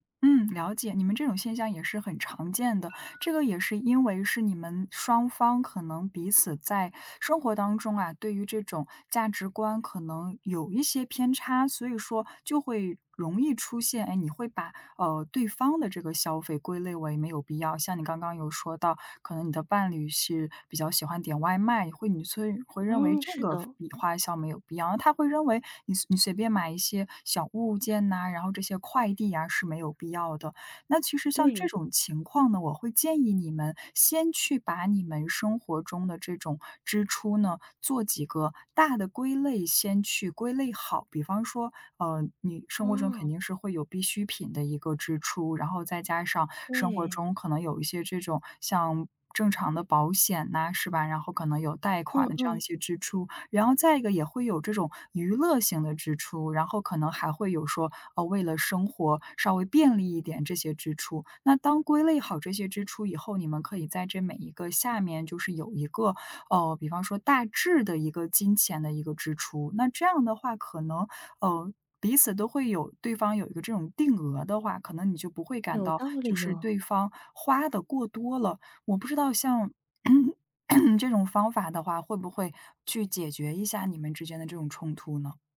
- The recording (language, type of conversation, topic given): Chinese, advice, 你和伴侣因日常开支意见不合、总是争吵且难以达成共识时，该怎么办？
- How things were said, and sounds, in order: alarm; throat clearing